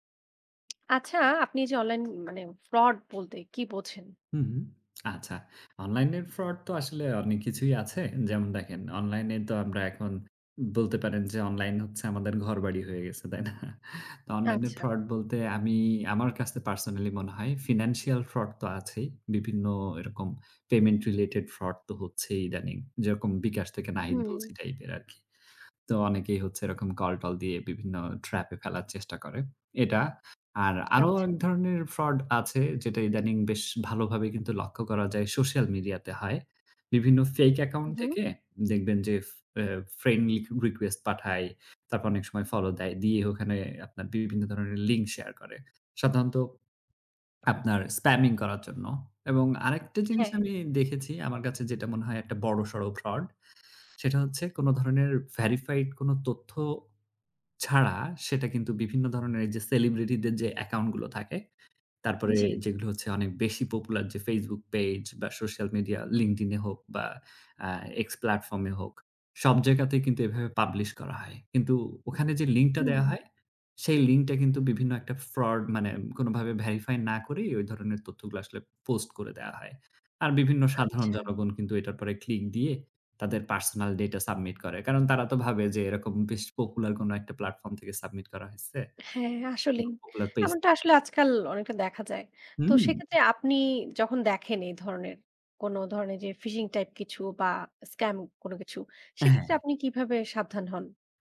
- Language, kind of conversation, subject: Bengali, podcast, আপনি অনলাইন প্রতারণা থেকে নিজেকে কীভাবে রক্ষা করেন?
- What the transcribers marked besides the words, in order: other background noise; laughing while speaking: "তাই না?"